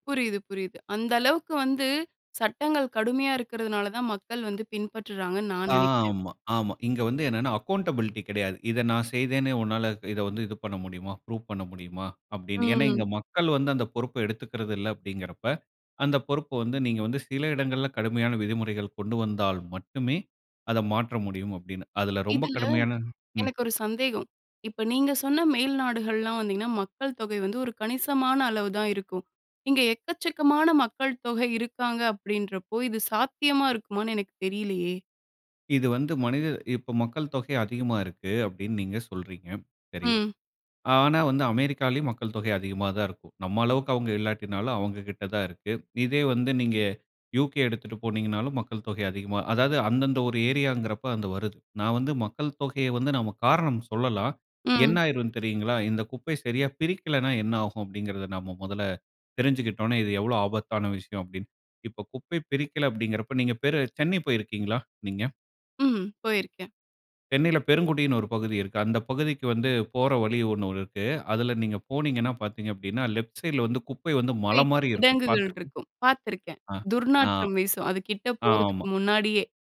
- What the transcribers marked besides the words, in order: in English: "அக்கவுண்டபிலிட்டி"; other noise; in English: "லெஃப்ட் சைட்‌ல"; "மலை" said as "மல"
- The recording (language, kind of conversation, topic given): Tamil, podcast, குப்பை பிரித்தலை எங்கிருந்து தொடங்கலாம்?